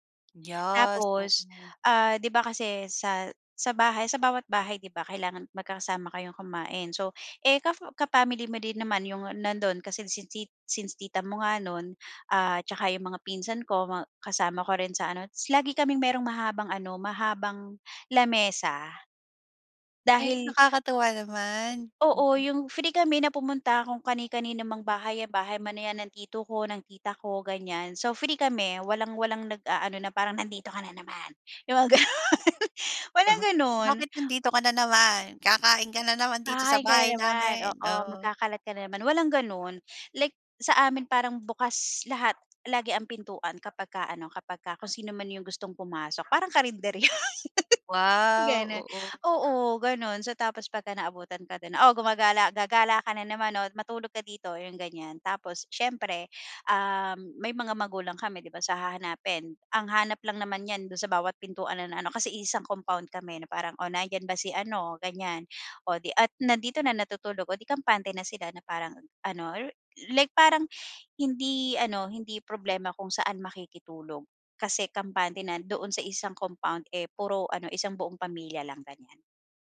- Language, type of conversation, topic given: Filipino, podcast, Ano ang unang alaala mo tungkol sa pamilya noong bata ka?
- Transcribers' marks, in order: "Yes" said as "Yas"; put-on voice: "Nandito ka na naman"; laughing while speaking: "ganon"; laughing while speaking: "karinderya"